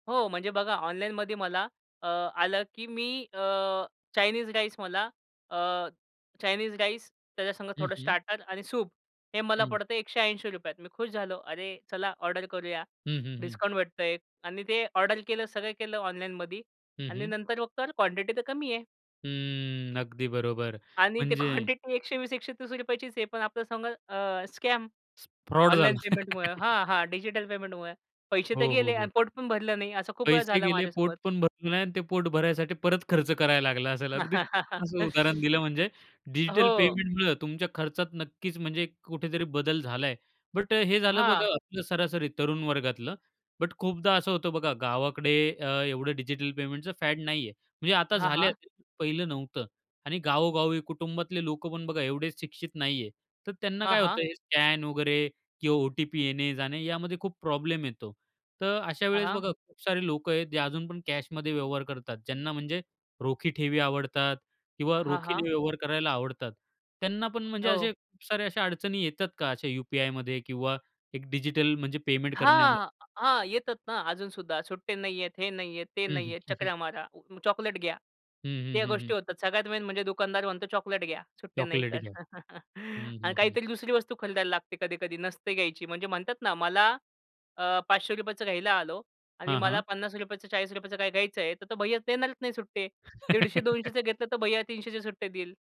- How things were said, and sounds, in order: joyful: "डिस्काउंट भेटतं आहे"; drawn out: "हम्म"; laughing while speaking: "आणि ते क्वांटिटी एकशे वीस एकशे तीस रुपया चीच आहे"; in English: "स्कॅम"; other background noise; chuckle; laugh; laughing while speaking: "लागला असेल"; in English: "फॅड"; in English: "स्कॅन"; in English: "कॅशमध्ये"; chuckle; chuckle; chuckle
- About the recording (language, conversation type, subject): Marathi, podcast, डिजिटल पेमेंटमुळे तुमच्या खर्चाच्या सवयींमध्ये कोणते बदल झाले?